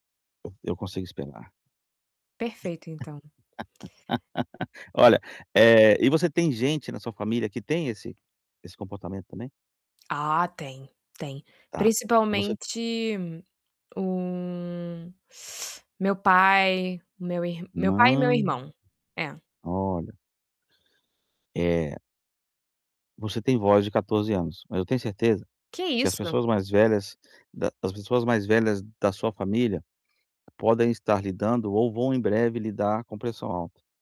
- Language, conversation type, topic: Portuguese, advice, Como posso lidar com a vontade de comer alimentos processados?
- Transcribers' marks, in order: laugh; tapping; static